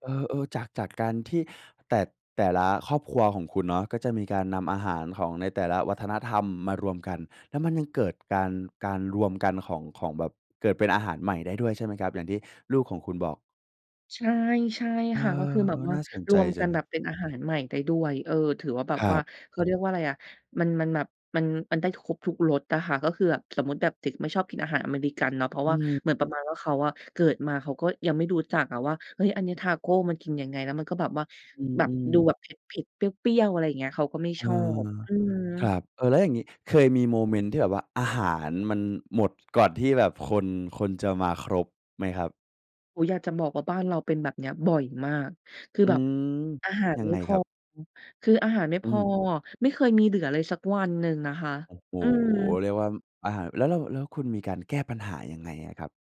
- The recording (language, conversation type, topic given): Thai, podcast, เคยจัดปาร์ตี้อาหารแบบแชร์จานแล้วเกิดอะไรขึ้นบ้าง?
- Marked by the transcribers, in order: none